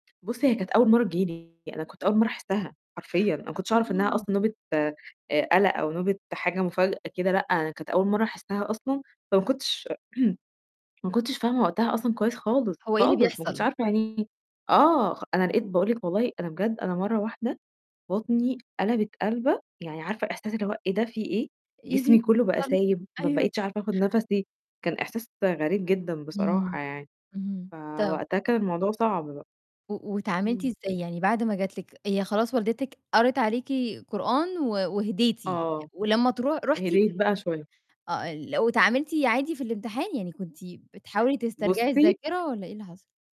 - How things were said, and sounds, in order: distorted speech; throat clearing; unintelligible speech; tapping
- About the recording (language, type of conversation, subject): Arabic, podcast, إيه اللي بتعمله أول ما تحس بنوبة قلق فجأة؟